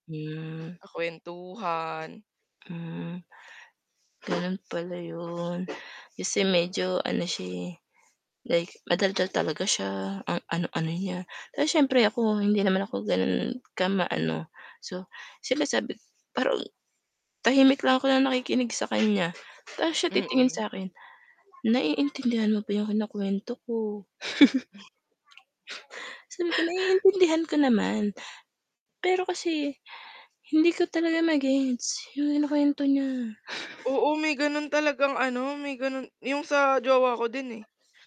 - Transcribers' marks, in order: static; tapping; other background noise; background speech; chuckle; chuckle
- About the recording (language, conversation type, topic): Filipino, unstructured, Ano ang ginagawa mo kapag may hindi pagkakaunawaan sa inyong relasyon?
- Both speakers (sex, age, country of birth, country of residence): female, 20-24, Philippines, Philippines; female, 25-29, Philippines, Philippines